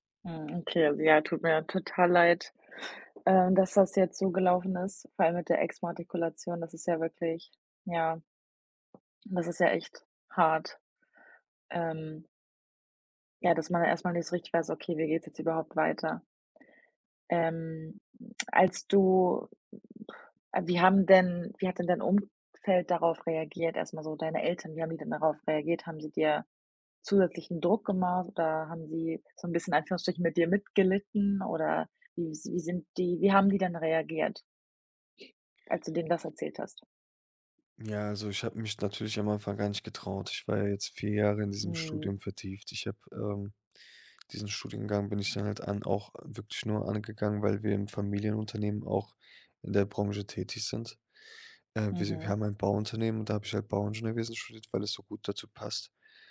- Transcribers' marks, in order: tapping; blowing
- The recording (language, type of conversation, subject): German, advice, Wie erlebst du nächtliches Grübeln, Schlaflosigkeit und Einsamkeit?